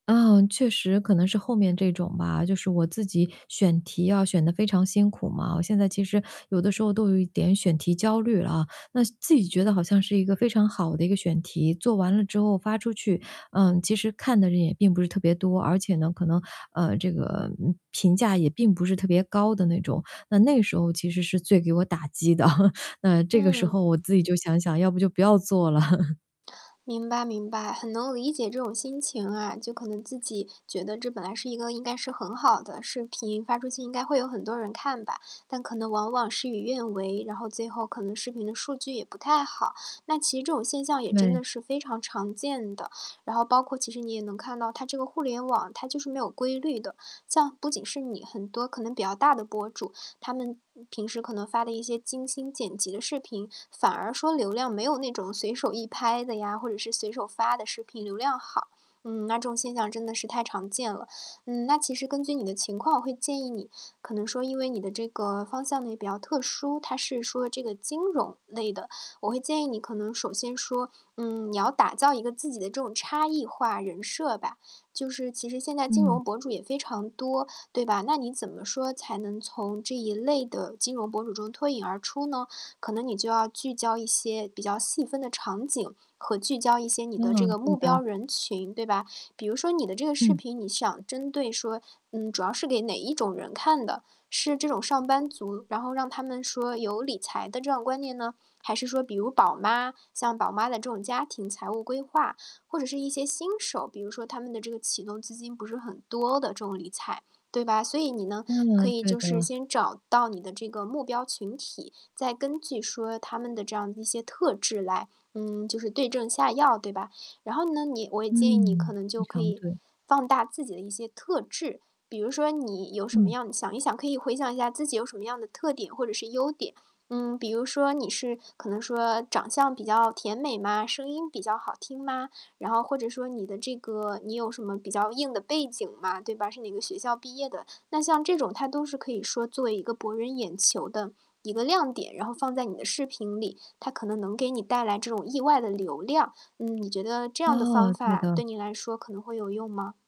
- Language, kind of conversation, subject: Chinese, advice, 我怎样才能每天坚持创作并形成习惯？
- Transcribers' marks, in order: teeth sucking; laughing while speaking: "的"; chuckle; distorted speech; chuckle; other background noise